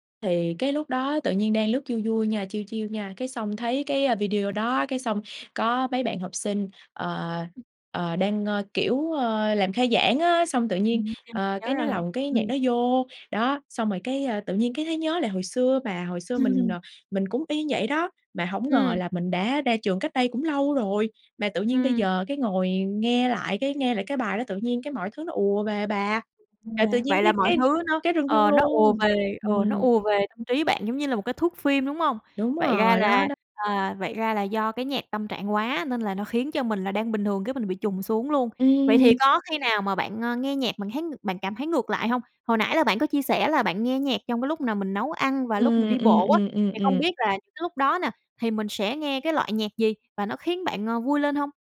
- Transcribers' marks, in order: in English: "chill, chill"; other background noise; laughing while speaking: "Ừm"; tapping
- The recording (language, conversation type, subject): Vietnamese, podcast, Âm nhạc làm thay đổi tâm trạng bạn thế nào?